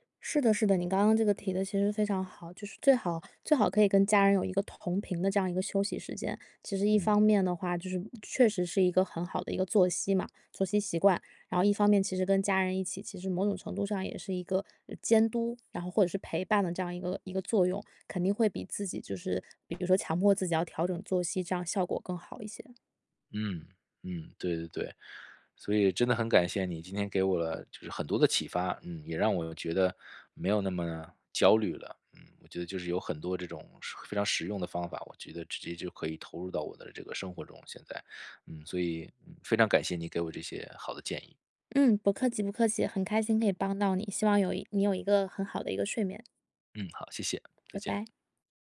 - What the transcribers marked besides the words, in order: other background noise
- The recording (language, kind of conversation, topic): Chinese, advice, 睡前如何做全身放松练习？
- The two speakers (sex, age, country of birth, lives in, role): female, 30-34, China, United States, advisor; male, 35-39, China, United States, user